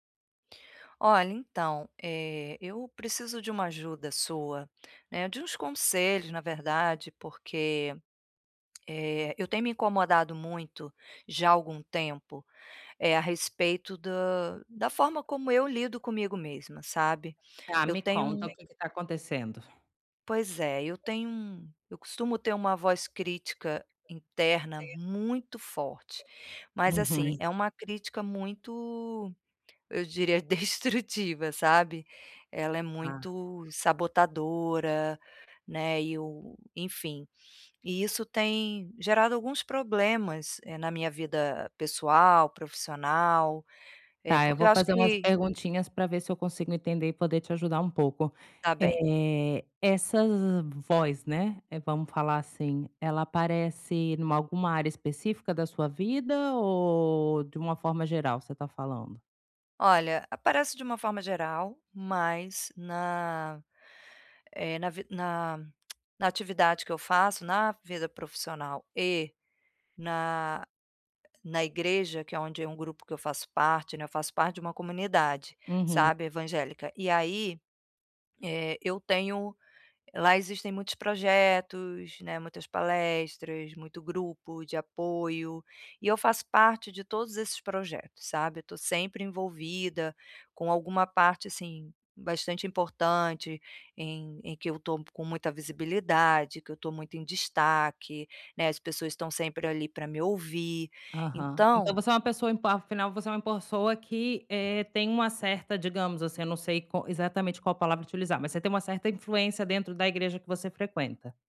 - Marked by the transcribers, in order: other background noise; tapping; background speech; laughing while speaking: "destrutiva"; tongue click
- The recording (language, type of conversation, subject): Portuguese, advice, Como posso diminuir a voz crítica interna que me atrapalha?